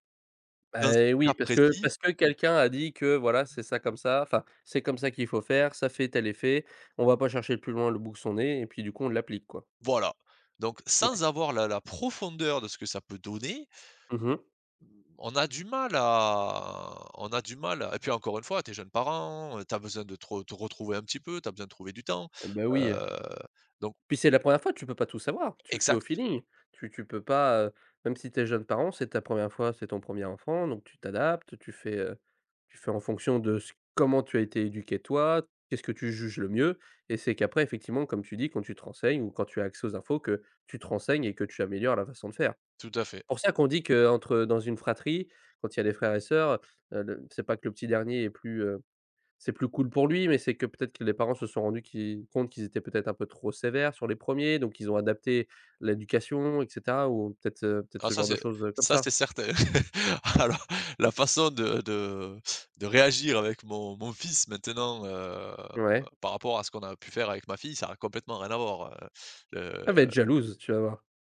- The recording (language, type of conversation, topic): French, podcast, Comment gères-tu le temps d’écran en famille ?
- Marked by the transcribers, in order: other background noise; stressed: "profondeur"; drawn out: "à"; tapping; stressed: "comment"; laugh; laughing while speaking: "Alors"; drawn out: "heu"